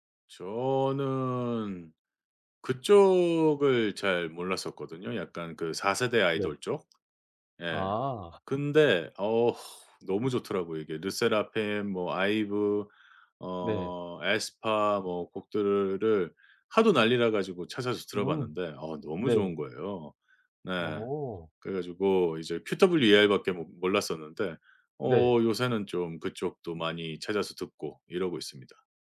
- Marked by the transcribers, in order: other background noise
- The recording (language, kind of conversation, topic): Korean, podcast, 계절마다 떠오르는 노래가 있으신가요?